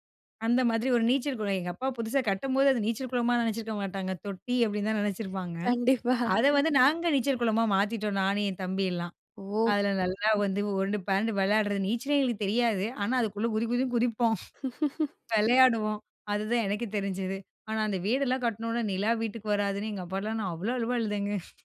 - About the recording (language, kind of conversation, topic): Tamil, podcast, வீட்டின் வாசனை உங்களுக்கு என்ன நினைவுகளைத் தருகிறது?
- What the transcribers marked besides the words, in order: laughing while speaking: "கண்டிப்பா"; laugh; other background noise; chuckle; chuckle